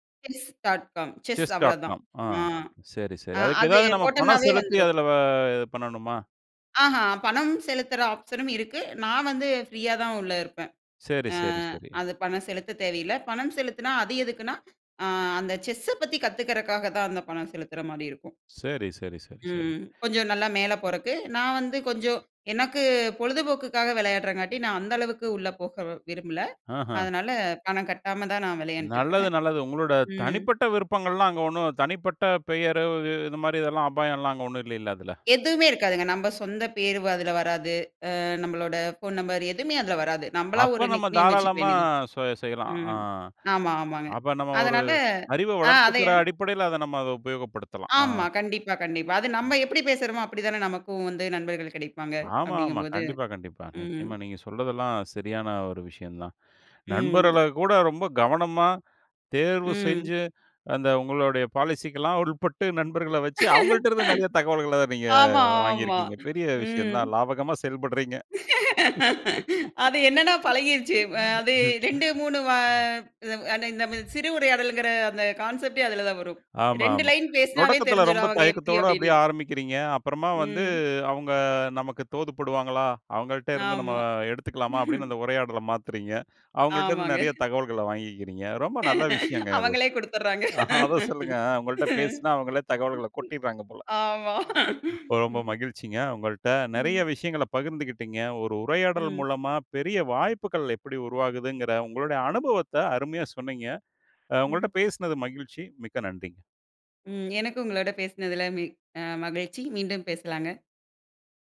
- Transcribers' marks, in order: in English: "ஆப்ஷனும்"; other background noise; in English: "நிக் நேம்"; in English: "பாலிசி"; laugh; laugh; unintelligible speech; laugh; in English: "லைன்"; chuckle; laughing while speaking: "ஆமாங்க"; laugh; laughing while speaking: "அத சொல்லுங்க"; laughing while speaking: "ஆமா ம்"
- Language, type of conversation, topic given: Tamil, podcast, சிறு உரையாடலால் பெரிய வாய்ப்பு உருவாகலாமா?